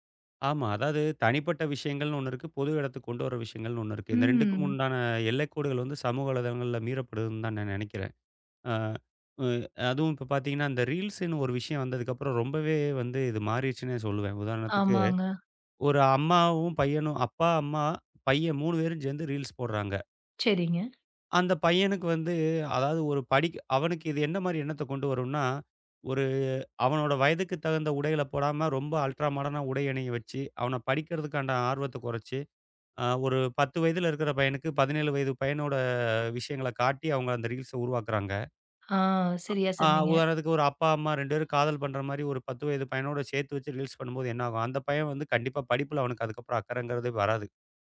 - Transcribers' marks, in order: drawn out: "ம்"; in English: "ரீல்ஸ்ன்னு"; tapping; in English: "ரீல்ஸ்"; in English: "அல்ட்ரா மாடர்ன்னா"; in English: "ரீல்ஸ்ஸ"; other background noise; in English: "ரீல்ஸ்"
- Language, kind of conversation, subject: Tamil, podcast, சமூக ஊடகங்கள் எந்த அளவுக்கு கலாச்சாரத்தை மாற்றக்கூடும்?